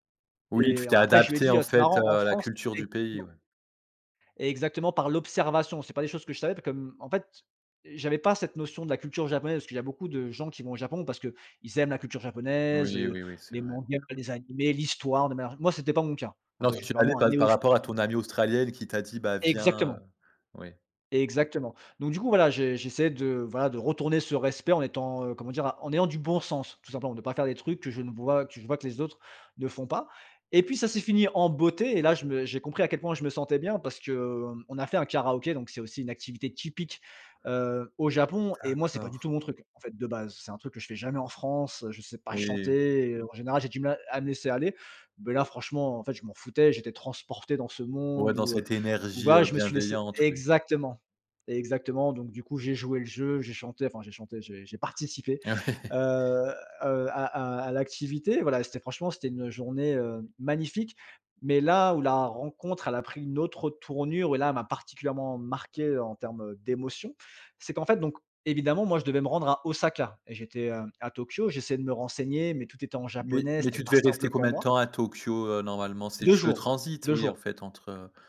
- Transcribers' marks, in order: unintelligible speech; stressed: "l'observation"; stressed: "l'histoire"; unintelligible speech; stressed: "Exactement"; stressed: "beauté"; other background noise; stressed: "exactement"; tapping; laughing while speaking: "Oui"; stressed: "participé"; drawn out: "Heu"; stressed: "marquée"; stressed: "d'émotions"; stressed: "Osaka"
- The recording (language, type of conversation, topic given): French, podcast, Peux-tu raconter une rencontre surprenante faite pendant un voyage ?